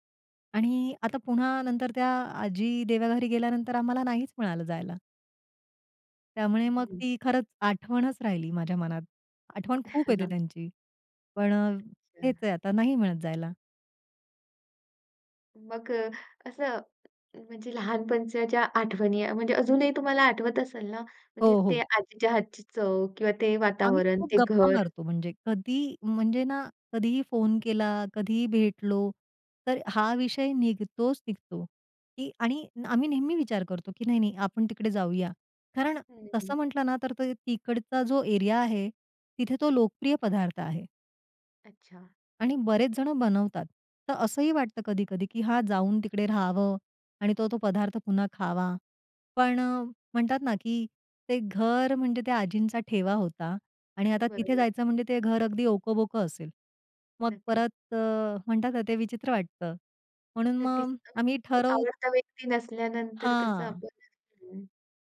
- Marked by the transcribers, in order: chuckle; other background noise; unintelligible speech
- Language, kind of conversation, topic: Marathi, podcast, लहानपणीची आठवण जागवणारे कोणते खाद्यपदार्थ तुम्हाला लगेच आठवतात?